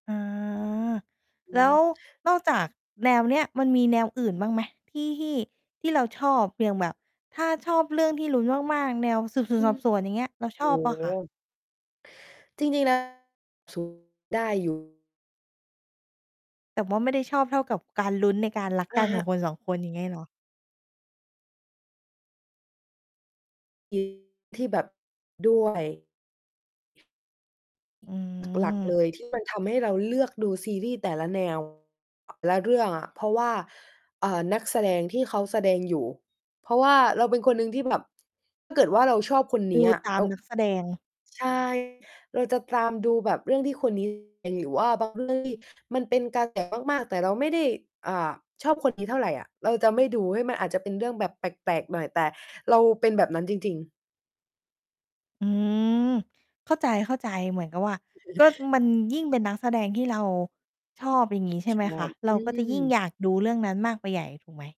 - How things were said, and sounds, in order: tapping; static; other background noise; distorted speech; chuckle
- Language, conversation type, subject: Thai, podcast, คุณชอบซีรีส์แนวไหนที่สุด และเพราะอะไร?